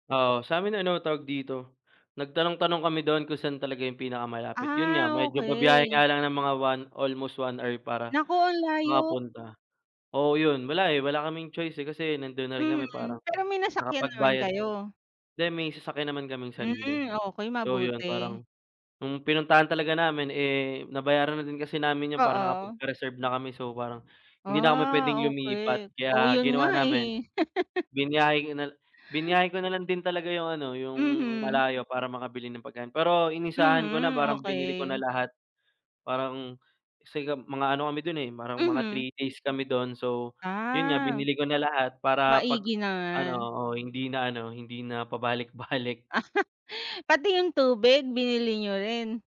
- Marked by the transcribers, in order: laugh; laughing while speaking: "pabalik-balik"; laugh
- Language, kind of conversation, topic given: Filipino, unstructured, Ano ang pinakamasakit na nangyari habang nakikipagsapalaran ka?